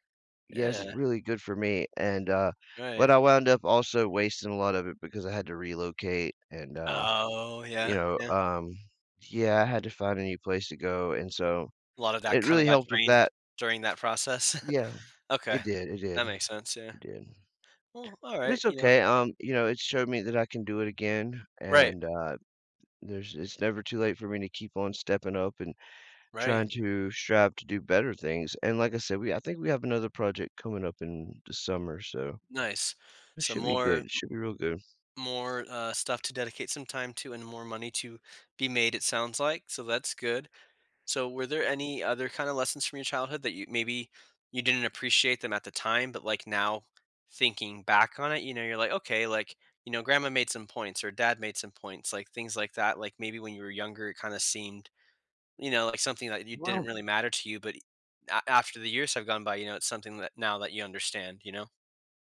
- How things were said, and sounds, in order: tapping; anticipating: "Oh"; chuckle; other noise; other background noise
- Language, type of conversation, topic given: English, podcast, How have your childhood experiences shaped who you are today?